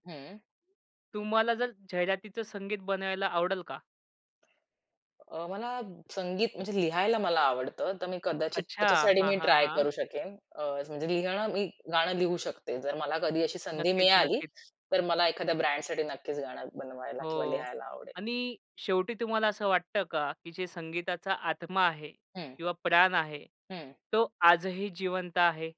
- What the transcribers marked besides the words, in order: other background noise; "बनवायला" said as "बनायला"; tapping
- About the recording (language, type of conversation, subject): Marathi, podcast, टीव्ही जाहिरातींनी किंवा लघु व्हिडिओंनी संगीत कसे बदलले आहे?